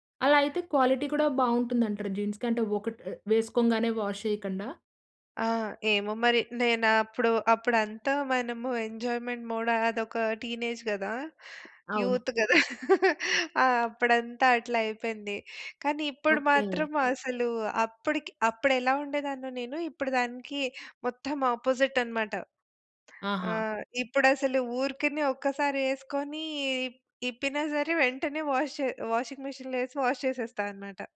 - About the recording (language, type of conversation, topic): Telugu, podcast, మీ గార్డ్రోబ్‌లో ఎప్పుడూ ఉండాల్సిన వస్తువు ఏది?
- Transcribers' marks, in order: in English: "క్వాలిటీ"; in English: "జీన్స్‌కి"; in English: "వాష్"; in English: "ఎంజాయ్మెంట్ మోడ్"; in English: "టీనేజ్"; in English: "యూత్"; chuckle; in English: "అపోజిట్"; in English: "వాష్"; in English: "వాషింగ్ మెషిన్‌లో"; in English: "వాష్"